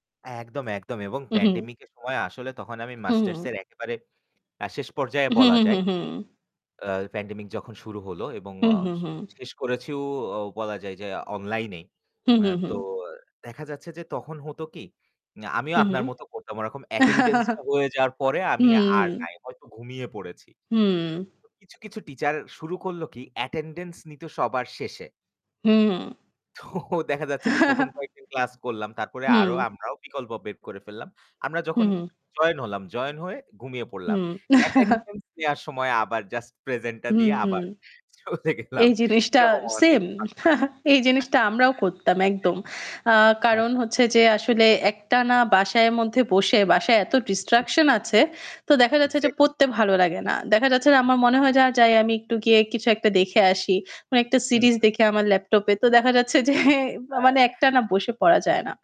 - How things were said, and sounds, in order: static; distorted speech; laughing while speaking: "তো"; laugh; laughing while speaking: "চলে গেলাম"; unintelligible speech; laughing while speaking: "যে"
- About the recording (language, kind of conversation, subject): Bengali, unstructured, অনলাইন শিক্ষা কি অফলাইন শিক্ষার বিকল্প হতে পারে?